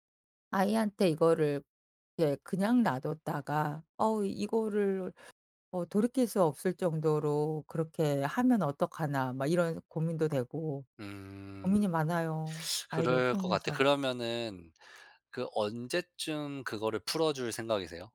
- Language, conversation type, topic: Korean, podcast, 아이에게 스마트폰은 언제쯤 줘야 한다고 생각해요?
- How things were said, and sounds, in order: teeth sucking